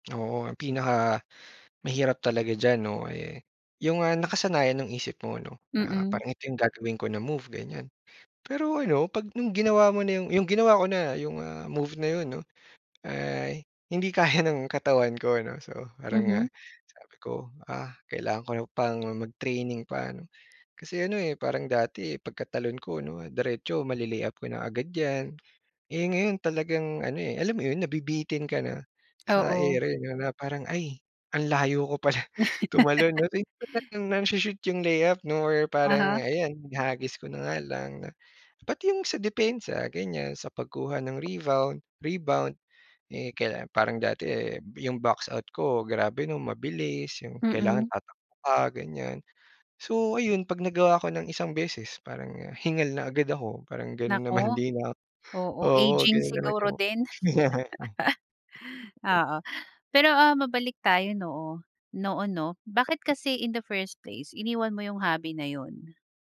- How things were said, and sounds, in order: tapping; laughing while speaking: "kaya"; laugh; laughing while speaking: "pala"; unintelligible speech; chuckle; laughing while speaking: "nangyari"
- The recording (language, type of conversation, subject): Filipino, podcast, Paano mo muling sisimulan ang libangan na matagal mo nang iniwan?